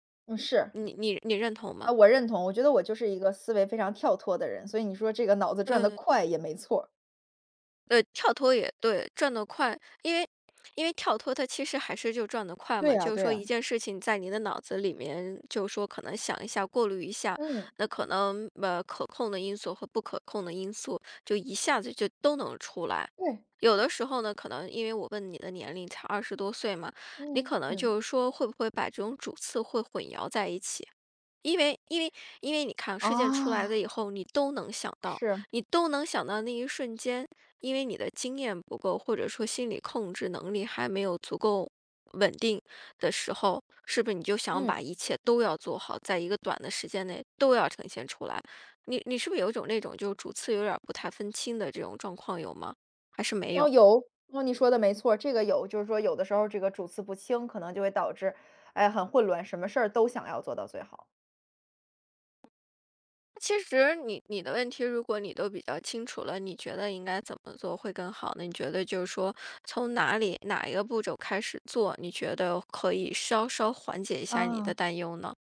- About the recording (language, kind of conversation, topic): Chinese, advice, 我想停止过度担心，但不知道该从哪里开始，该怎么办？
- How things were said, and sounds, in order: "混淆" said as "混摇"; other noise